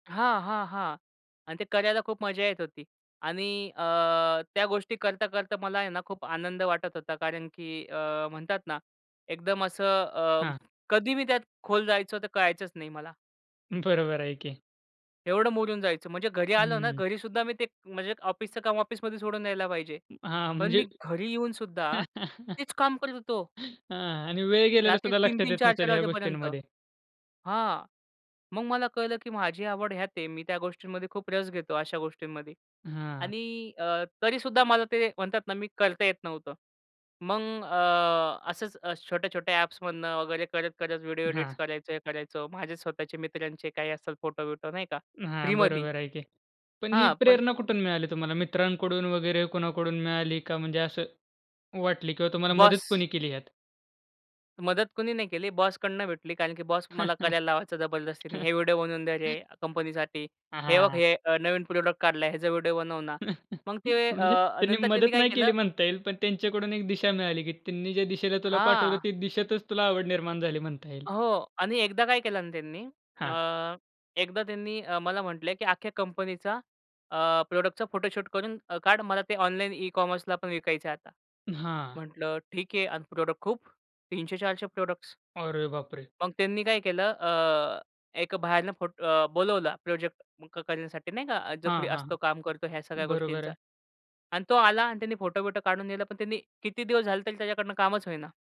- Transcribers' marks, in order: other background noise; laughing while speaking: "बरोबर आहे की"; tapping; laugh; laugh; in English: "प्रॉडक्ट"; chuckle; in English: "प्रॉडक्टचा फोटोशूट"; in English: "ऑनलाईन ई कॉमर्सला"; in English: "प्रोडक्ट"; in English: "प्रॉडक्ट्स"
- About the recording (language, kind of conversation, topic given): Marathi, podcast, तुमची आवड कशी विकसित झाली?